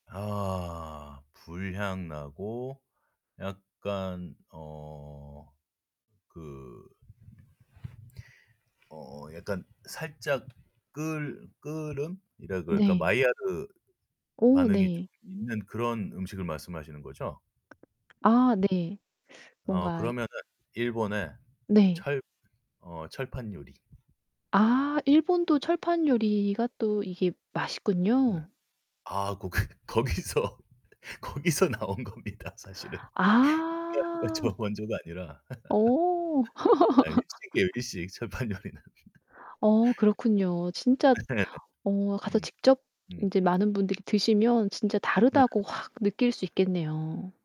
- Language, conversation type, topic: Korean, podcast, 여행 중에 가장 맛있게 먹었던 음식은 무엇이었나요?
- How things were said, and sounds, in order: distorted speech; laughing while speaking: "거기 거기서 거기서 나온 겁니다. 사실은. 가 저 원조가 아니라"; unintelligible speech; laugh; laughing while speaking: "철판요리는"; laughing while speaking: "네"